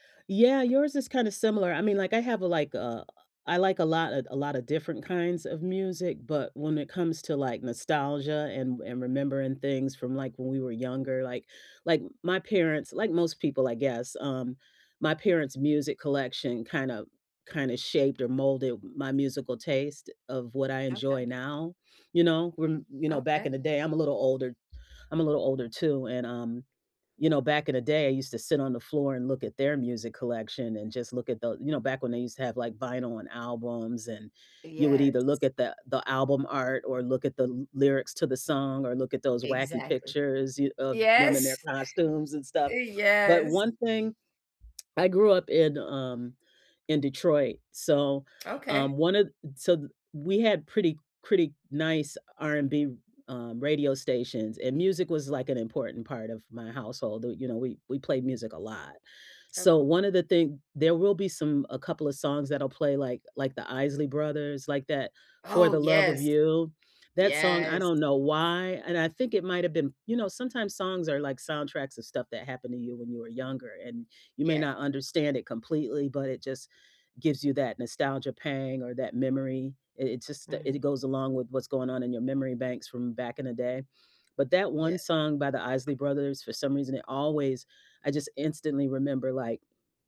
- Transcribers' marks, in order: chuckle; other background noise
- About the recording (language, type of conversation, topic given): English, unstructured, What’s a song that instantly brings back memories for you?
- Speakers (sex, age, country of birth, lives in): female, 35-39, United States, United States; female, 55-59, United States, United States